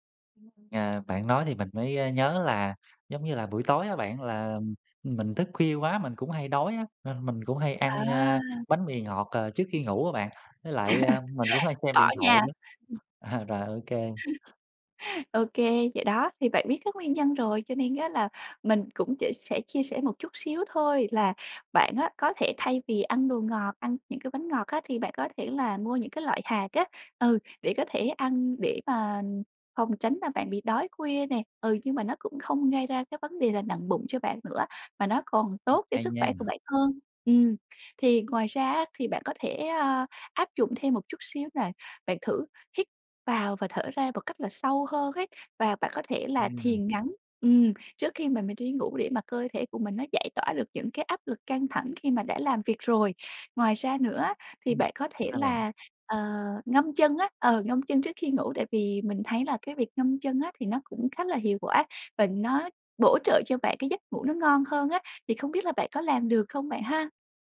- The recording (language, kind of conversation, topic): Vietnamese, advice, Làm sao để giảm tình trạng mơ hồ tinh thần và cải thiện khả năng tập trung?
- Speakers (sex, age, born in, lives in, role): female, 25-29, Vietnam, Malaysia, advisor; male, 30-34, Vietnam, Vietnam, user
- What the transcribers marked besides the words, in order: other background noise; tapping; laugh; laughing while speaking: "À"; chuckle; bird